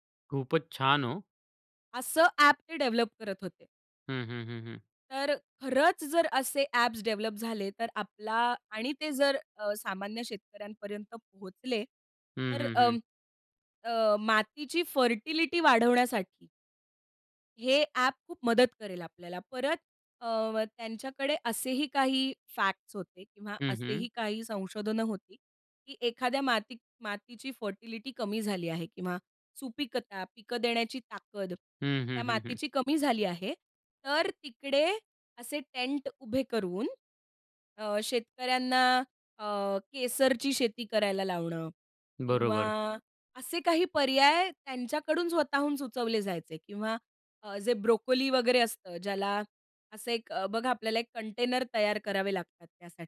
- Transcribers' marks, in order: in English: "डेव्हलप"; in English: "डेव्हलप"; in English: "फर्टिलिटी"; in English: "फॅक्ट्स"; in English: "फर्टिलिटी"
- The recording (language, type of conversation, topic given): Marathi, podcast, हंगामी पिकं खाल्ल्याने तुम्हाला कोणते फायदे मिळतात?